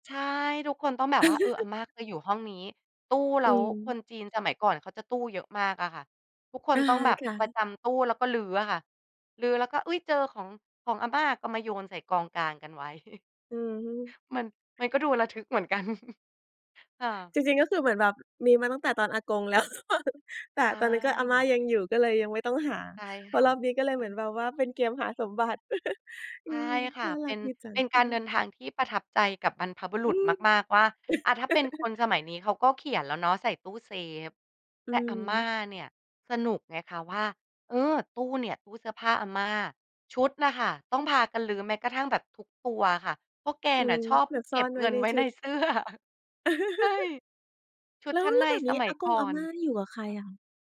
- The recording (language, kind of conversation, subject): Thai, podcast, คุณเคยมีทริปเดินทางที่ได้ตามหารากเหง้าตระกูลหรือบรรพบุรุษบ้างไหม?
- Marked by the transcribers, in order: chuckle; chuckle; chuckle; laughing while speaking: "แล้วหรือเปล่า ?"; chuckle; chuckle; chuckle; laughing while speaking: "เสื้อ ใช่"